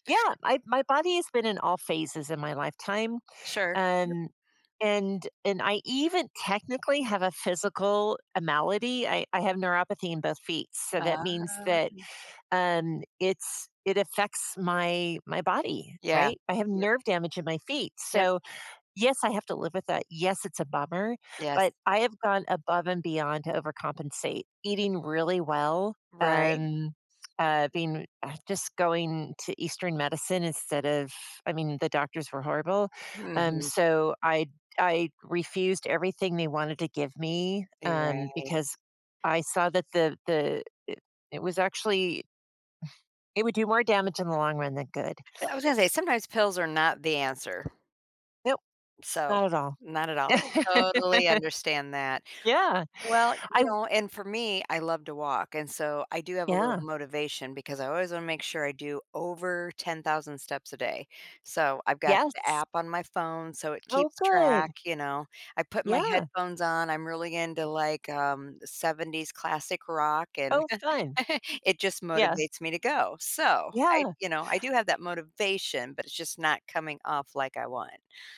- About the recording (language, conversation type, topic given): English, unstructured, What's the best way to keep small promises to oneself?
- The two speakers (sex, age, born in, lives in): female, 55-59, United States, United States; female, 60-64, United States, United States
- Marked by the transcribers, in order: other background noise; drawn out: "Um"; exhale; laugh; chuckle; stressed: "motivation"